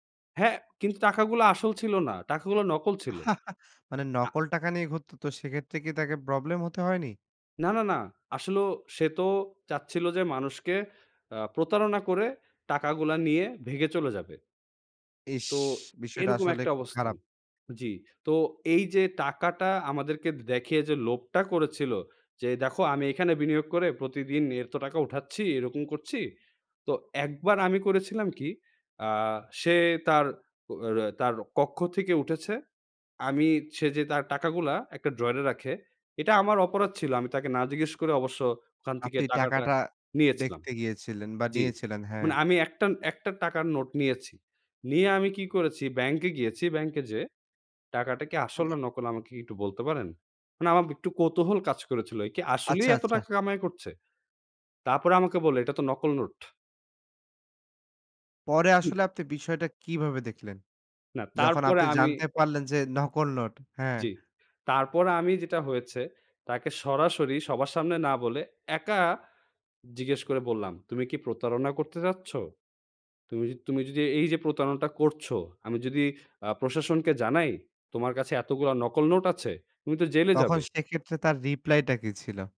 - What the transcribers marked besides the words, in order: laugh; tapping
- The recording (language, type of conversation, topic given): Bengali, podcast, আপনি কী লক্ষণ দেখে প্রভাবিত করার উদ্দেশ্যে বানানো গল্প চেনেন এবং সেগুলোকে বাস্তব তথ্য থেকে কীভাবে আলাদা করেন?